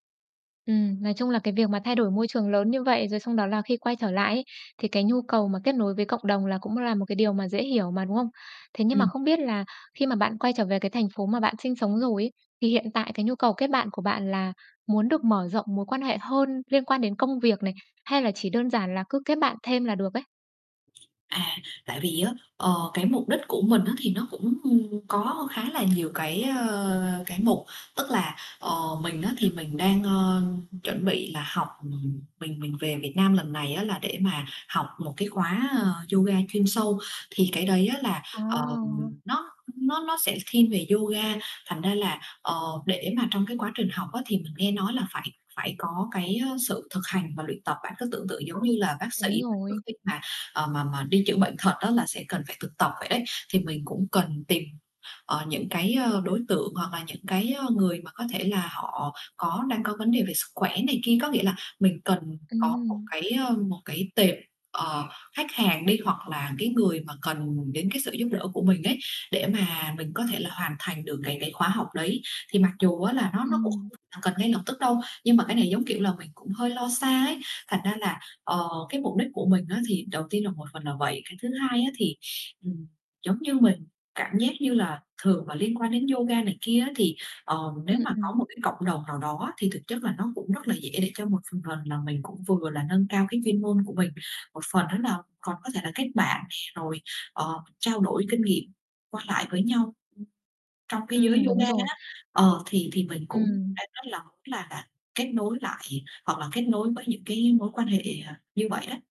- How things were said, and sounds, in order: static; distorted speech; other background noise
- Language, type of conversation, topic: Vietnamese, advice, Làm thế nào để kết bạn mới sau khi chuyển nhà hoặc đổi công việc?